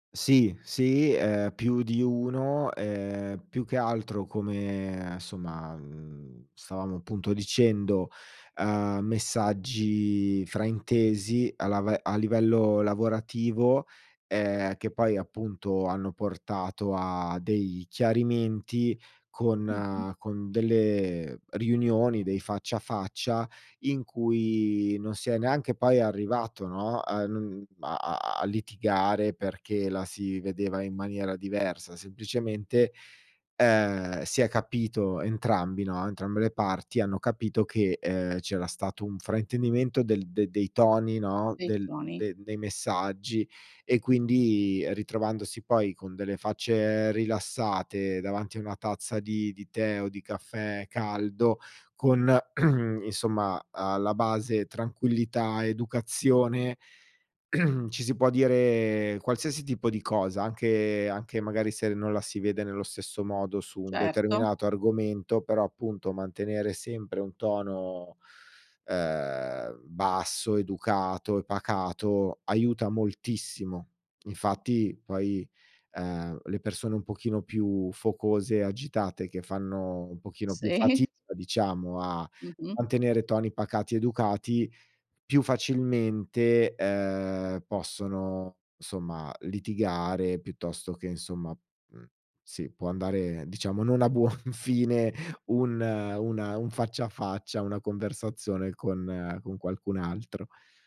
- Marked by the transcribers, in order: throat clearing; throat clearing; laughing while speaking: "fine"
- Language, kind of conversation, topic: Italian, podcast, Quanto conta il tono rispetto alle parole?